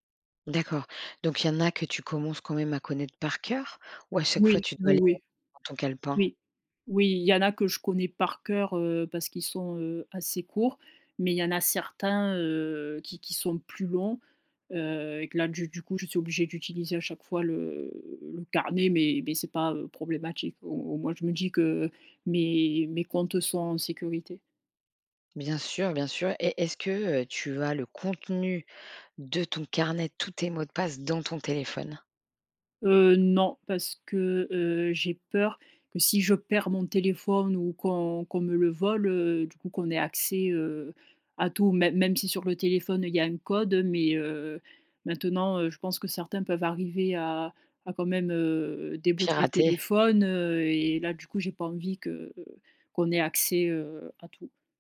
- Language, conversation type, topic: French, podcast, Comment protéger facilement nos données personnelles, selon toi ?
- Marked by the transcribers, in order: drawn out: "le"